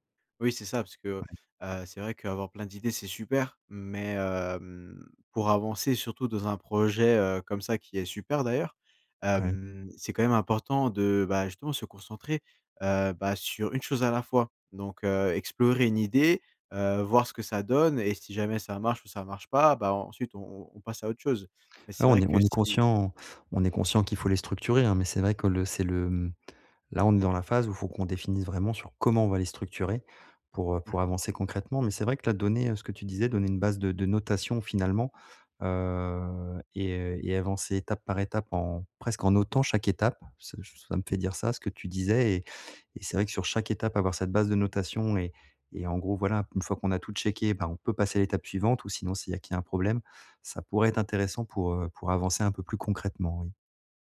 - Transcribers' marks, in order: drawn out: "hem"; unintelligible speech; stressed: "comment"; in English: "checké"
- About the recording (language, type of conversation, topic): French, advice, Comment puis-je filtrer et prioriser les idées qui m’inspirent le plus ?